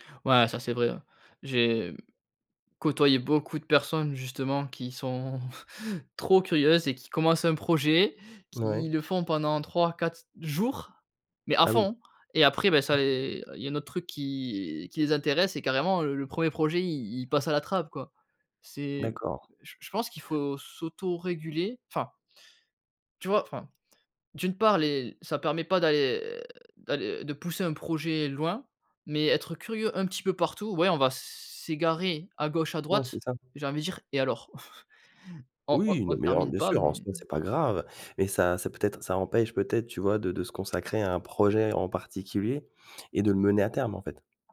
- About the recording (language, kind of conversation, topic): French, podcast, Comment cultives-tu ta curiosité au quotidien ?
- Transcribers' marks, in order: laughing while speaking: "sont"; chuckle; stressed: "jours"; chuckle; chuckle